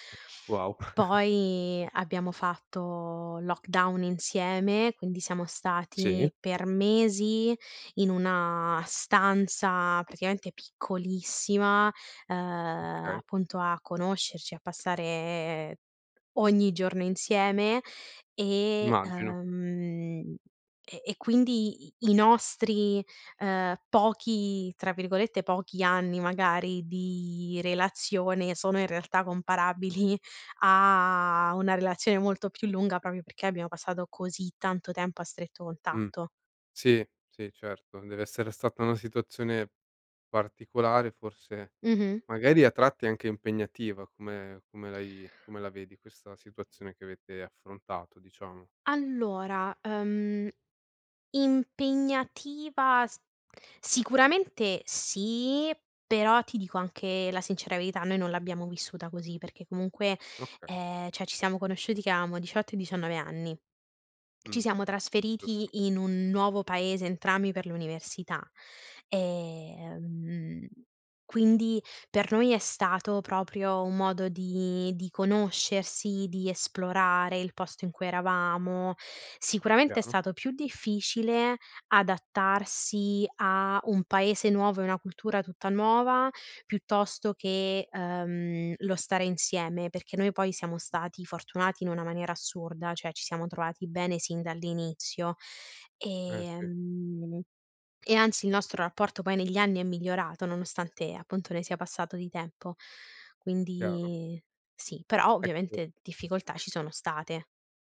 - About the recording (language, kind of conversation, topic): Italian, podcast, Come scegliere se avere figli oppure no?
- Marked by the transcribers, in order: tapping; chuckle; laughing while speaking: "comparabili"; "proprio" said as "propio"; "cioè" said as "ceh"; "avevamo" said as "aveamo"; drawn out: "ehm"; other background noise; "cioè" said as "ceh"